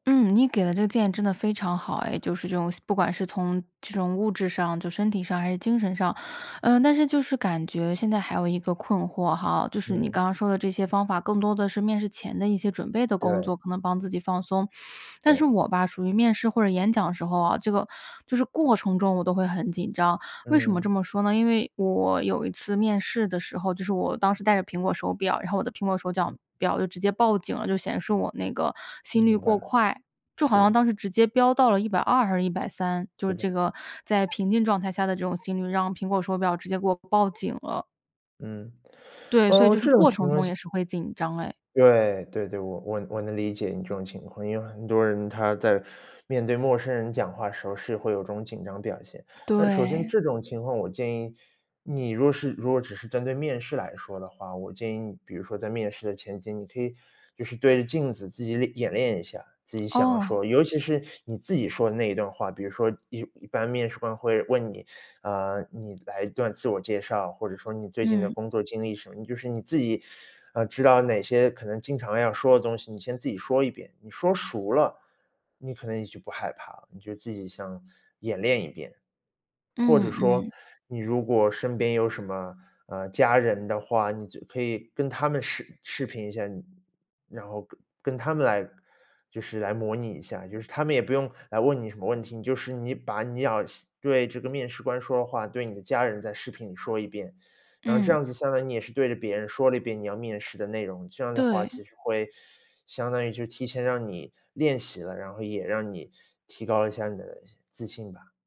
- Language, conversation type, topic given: Chinese, advice, 你在面试或公开演讲前为什么会感到强烈焦虑？
- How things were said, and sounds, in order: other background noise; "像" said as "想"; "要" said as "咬"